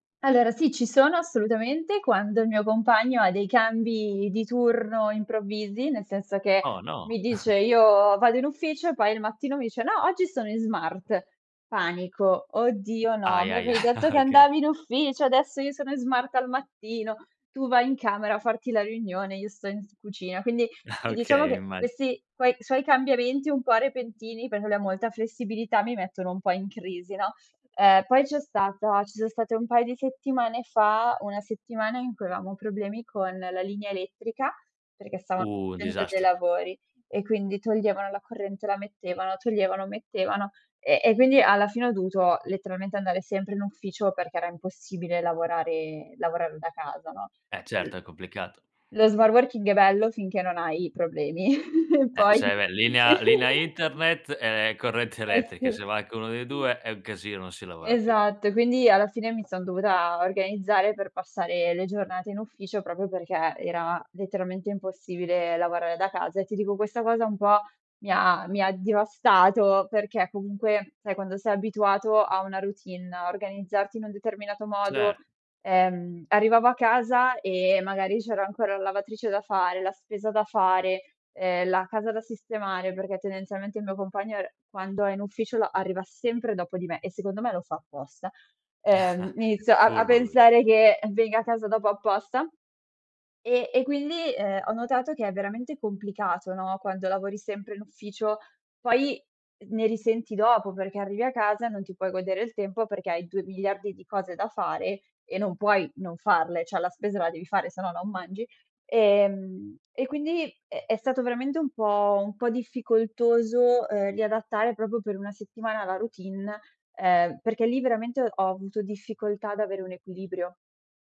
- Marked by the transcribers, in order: chuckle; tapping; laughing while speaking: "ahi. Ah, oka"; laughing while speaking: "Ah"; drawn out: "Un"; other background noise; unintelligible speech; chuckle; laughing while speaking: "poi"; giggle; unintelligible speech; chuckle; "cioè" said as "ceh"; "proprio" said as "propio"
- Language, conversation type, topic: Italian, podcast, Com'è per te l'equilibrio tra vita privata e lavoro?